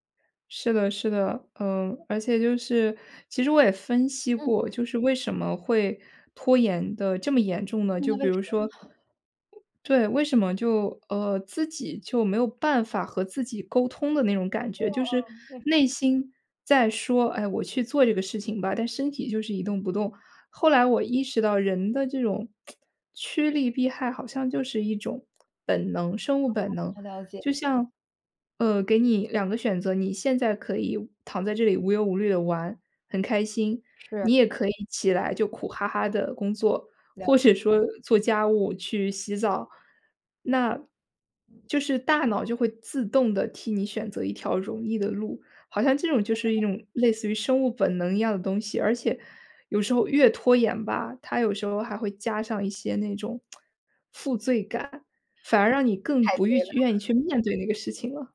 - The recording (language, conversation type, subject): Chinese, podcast, 你是如何克服拖延症的，可以分享一些具体方法吗？
- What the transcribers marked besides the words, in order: other background noise; chuckle; lip smack; tsk; tapping